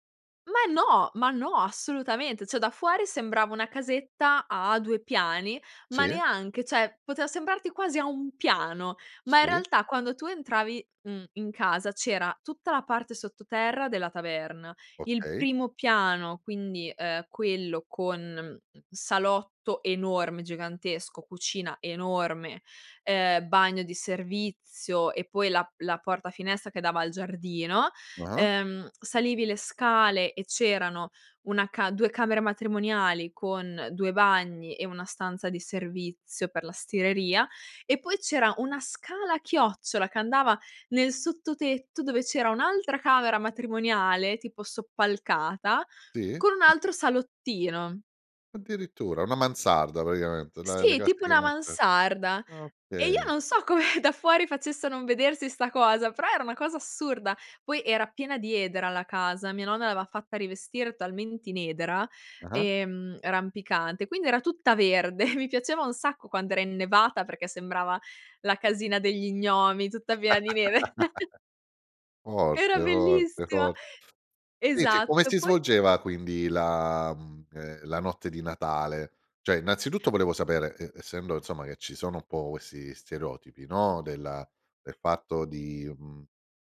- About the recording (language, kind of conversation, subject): Italian, podcast, Come festeggiate le ricorrenze tradizionali in famiglia?
- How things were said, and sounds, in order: other background noise; unintelligible speech; laughing while speaking: "come"; "l'aveva" said as "avea"; snort; laugh; giggle; "Invece" said as "vece"; laughing while speaking: "Era bellissima!"